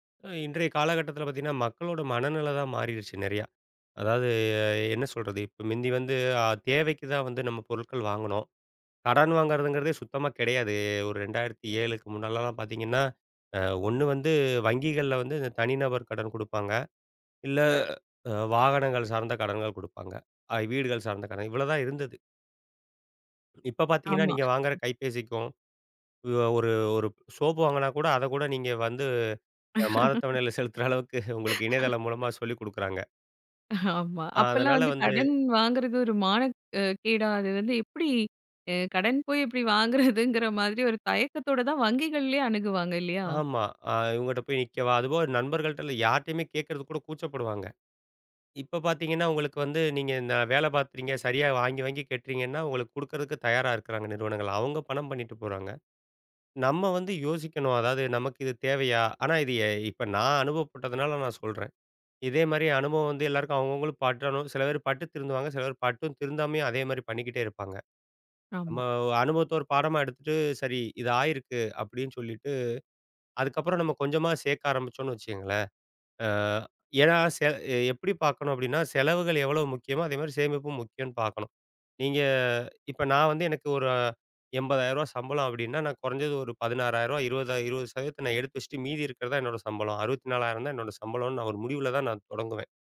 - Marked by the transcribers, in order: drawn out: "கிடையாது"; grunt; other background noise; laughing while speaking: "செலுத்துற அளவுக்கு"; chuckle; laughing while speaking: "ஆமா"; laughing while speaking: "வாங்குறதுங்கிற மாதிரி"; "பட்டுறனும்" said as "பட்றனும்"; drawn out: "நீங்க"; drawn out: "ஒரு"
- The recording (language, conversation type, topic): Tamil, podcast, பணத்தை இன்றே செலவிடலாமா, சேமிக்கலாமா என்று நீங்கள் எப்படி முடிவு செய்கிறீர்கள்?